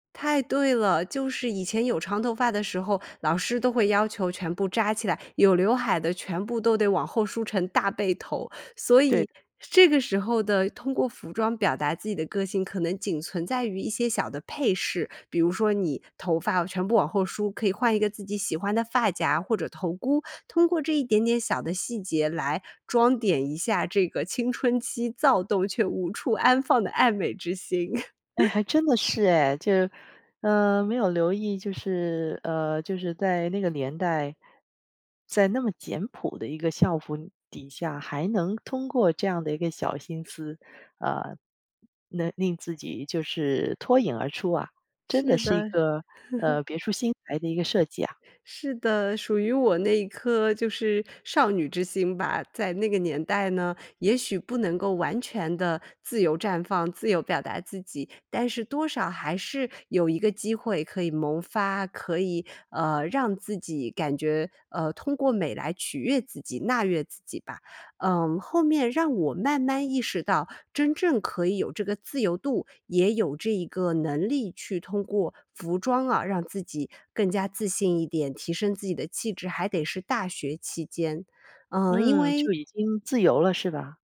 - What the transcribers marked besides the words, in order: laugh; laugh
- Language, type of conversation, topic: Chinese, podcast, 你是否有过通过穿衣打扮提升自信的经历？